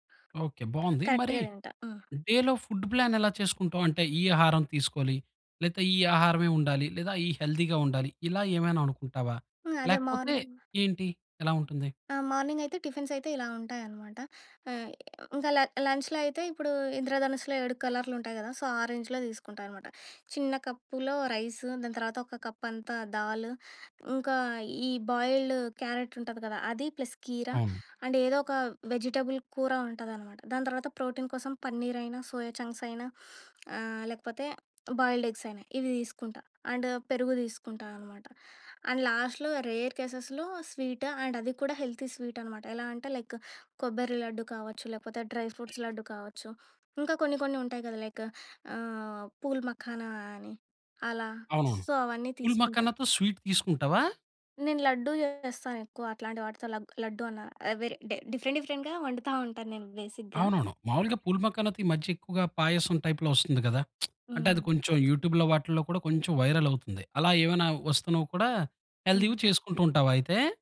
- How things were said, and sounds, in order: in English: "కరెక్ట్‌గా"; in English: "డేలో ఫుడ్ ప్లాన్"; in English: "హెల్తీగా"; in English: "మార్నింగ్"; in English: "టిఫిన్స్"; other noise; in English: "ల లంచ్‌లో"; in English: "సో"; in English: "రేంజ్‌లో"; in English: "రైస్"; in Hindi: "దాల్"; in English: "బాయిల్డ్ క్యారెట్"; in English: "ప్లస్"; in English: "అండ్"; in English: "వెజిటబుల్"; in English: "ప్రోటీన్"; in English: "సోయా చంక్స్"; in English: "బాయిల్‌డ్ ఎగ్స్"; in English: "అండ్"; in English: "అండ్ లాస్ట్‌లో, రేర్ కేసెస్‌లో స్వీట్ అండ్"; in English: "హెల్తీ స్వీట్"; in English: "లైక్"; other background noise; in English: "డ్రై ఫ్రూట్స్"; in English: "లైక్"; in English: "సో"; in English: "స్వీట్"; in English: "డిఫరెంట్ డిఫరెంట్‌గా"; in English: "బేసిక్‌గా"; in Hindi: "పూల్ మఖానాతో"; in English: "టైప్‌లో"; lip smack; in English: "వైరల్"; in English: "హెల్తీగా"
- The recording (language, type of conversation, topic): Telugu, podcast, మీ ఉదయం ఎలా ప్రారంభిస్తారు?